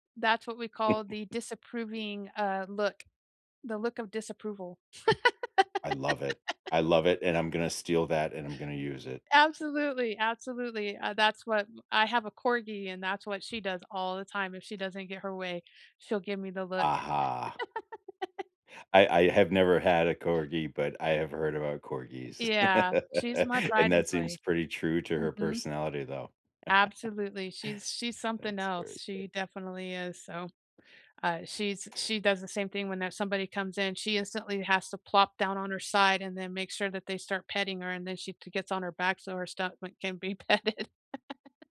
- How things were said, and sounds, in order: chuckle; laugh; other background noise; giggle; laugh; chuckle; laughing while speaking: "petted"; chuckle
- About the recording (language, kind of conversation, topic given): English, unstructured, Which workplace perks genuinely support you, and what trade-offs would you be willing to accept?
- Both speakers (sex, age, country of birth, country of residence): female, 50-54, United States, United States; male, 55-59, United States, United States